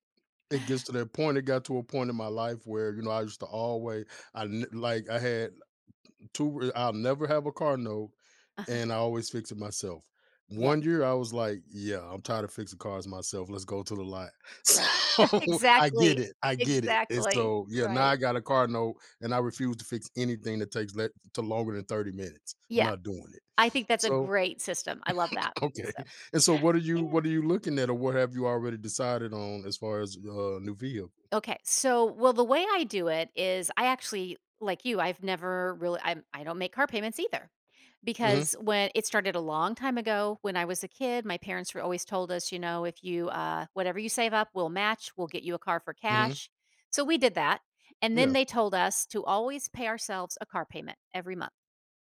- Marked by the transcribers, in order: laughing while speaking: "So"; chuckle; chuckle; laughing while speaking: "Okay"; other background noise
- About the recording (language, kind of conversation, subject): English, advice, How can I make a confident choice when I'm unsure about a major decision?
- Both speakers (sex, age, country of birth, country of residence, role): female, 55-59, United States, United States, user; male, 50-54, United States, United States, advisor